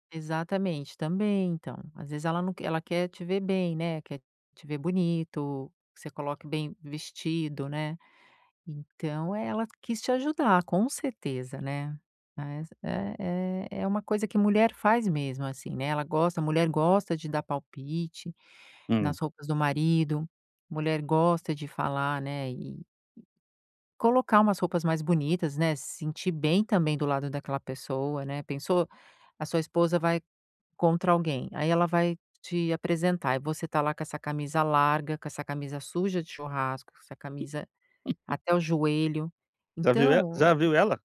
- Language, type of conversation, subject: Portuguese, advice, Como posso desapegar de objetos que têm valor sentimental?
- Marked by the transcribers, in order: tapping; chuckle